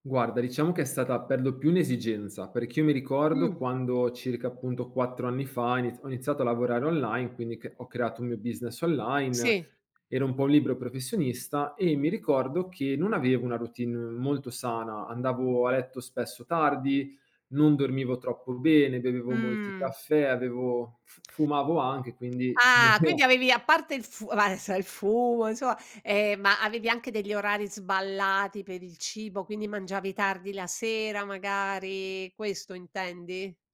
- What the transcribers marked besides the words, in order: in English: "business"; drawn out: "Mh"; tapping; drawn out: "Ah"; "insomma" said as "insoa"; drawn out: "magari"
- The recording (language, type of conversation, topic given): Italian, podcast, Quali piccole abitudini hanno migliorato di più la tua salute?